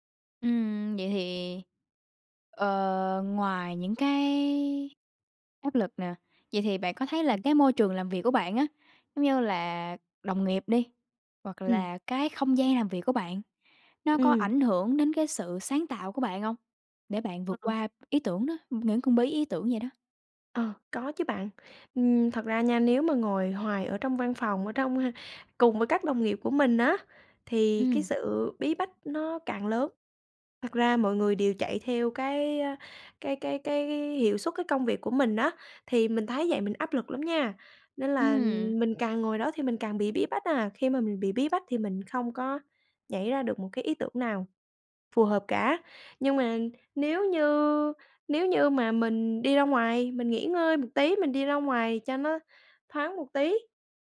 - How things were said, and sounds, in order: tapping
- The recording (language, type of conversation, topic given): Vietnamese, podcast, Bạn làm thế nào để vượt qua cơn bí ý tưởng?